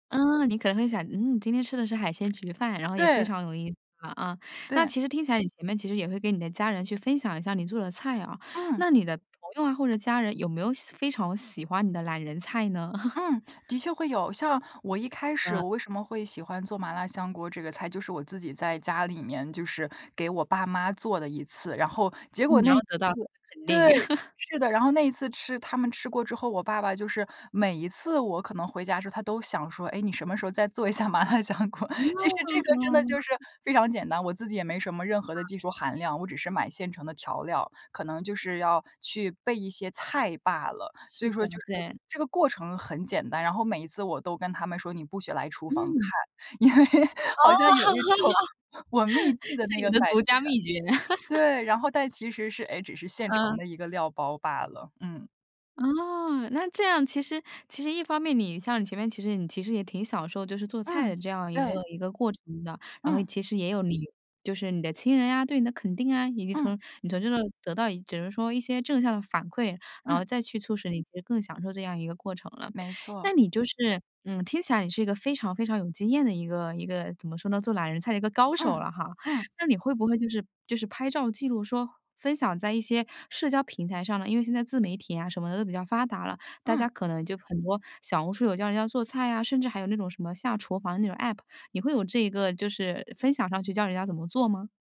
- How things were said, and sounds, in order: other background noise; laugh; laugh; laughing while speaking: "再做一下麻辣香锅"; other noise; laughing while speaking: "哦。是你的独家秘诀"; laughing while speaking: "因为好像有一种我"; laugh
- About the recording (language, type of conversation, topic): Chinese, podcast, 你家里平时常做的懒人菜有哪些？